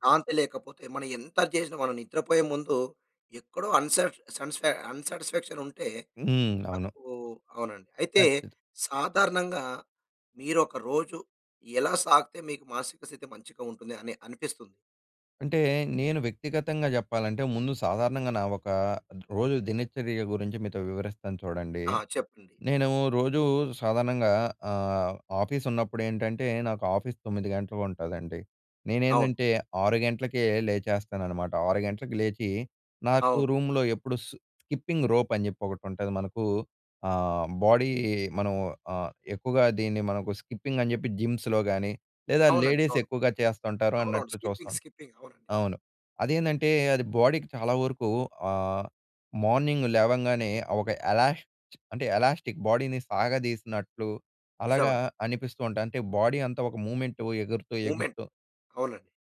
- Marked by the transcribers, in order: in English: "అన్‌శాటిస్ఫాక్షన్"; in English: "ఆఫీస్"; in English: "ఆఫీస్"; in English: "రూమ్‌లో"; in English: "స్కిప్పింగ్ రోప్"; in English: "బాడీ"; in English: "స్కిప్పింగ్"; in English: "జిమ్స్‌లో"; in English: "లేడీస్"; in English: "స్కిప్పింగ్ స్కిప్పింగ్"; in English: "బాడీకి"; in English: "మార్నింగ్"; in English: "ఎలాష్"; in English: "ఎలాష్టిక్ బాడీని"; in English: "బాడీ"; in English: "మూవ్మెంట్"; in English: "మూమెంట్"
- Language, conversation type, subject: Telugu, podcast, రోజువారీ రొటీన్ మన మానసిక శాంతిపై ఎలా ప్రభావం చూపుతుంది?